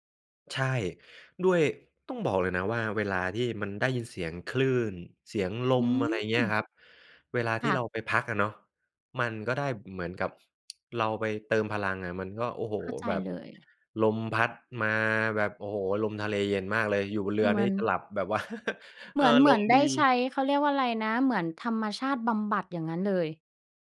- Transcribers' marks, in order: tapping; chuckle
- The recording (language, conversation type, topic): Thai, podcast, เวลารู้สึกหมดไฟ คุณมีวิธีดูแลตัวเองอย่างไรบ้าง?